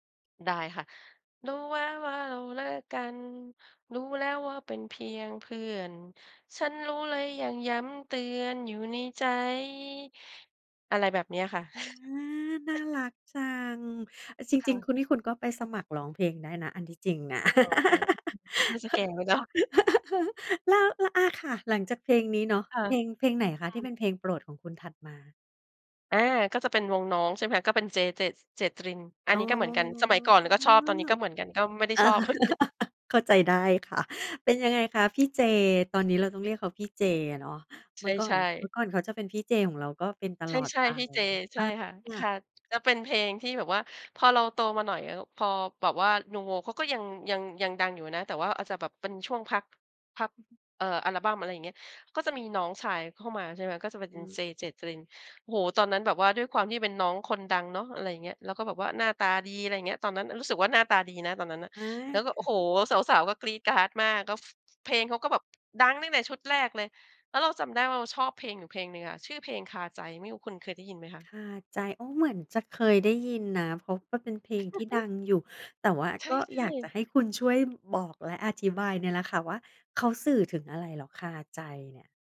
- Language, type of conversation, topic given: Thai, podcast, เพลงไหนทำให้คุณคิดถึงวัยเด็กมากที่สุด?
- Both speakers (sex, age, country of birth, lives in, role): female, 40-44, Thailand, Thailand, host; female, 50-54, Thailand, Thailand, guest
- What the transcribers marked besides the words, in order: singing: "รู้ว่า ว่าเราเลิกกัน รู้แล้วว่าเป็นเพียงเพื่อน ฉันรู้และยังย้ำเตือนอยู่ในใจ"; chuckle; laugh; other noise; drawn out: "อ๋อ"; laugh; laughing while speaking: "เหมือนกัน"; chuckle